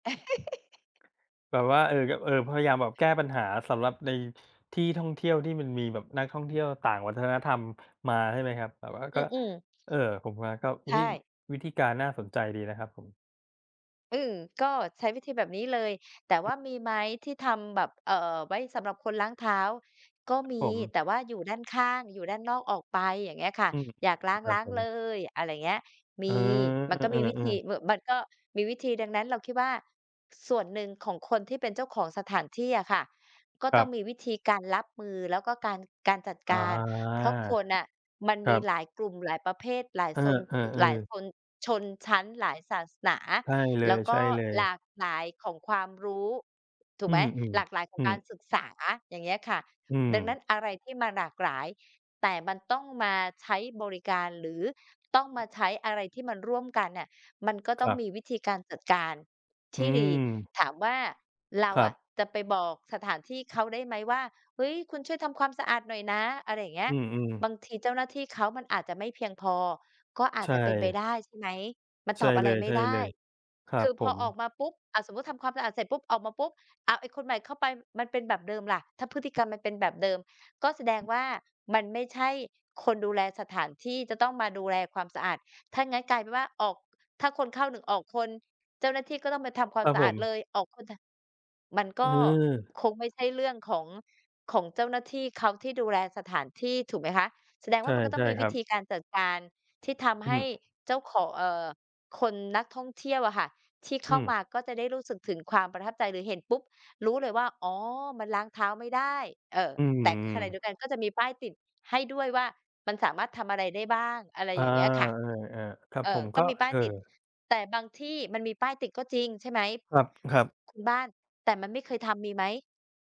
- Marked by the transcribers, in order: laugh; unintelligible speech; other background noise
- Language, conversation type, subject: Thai, unstructured, เมื่อไปเที่ยวแล้วเจอห้องน้ำสาธารณะที่สกปรก คุณทำอย่างไร?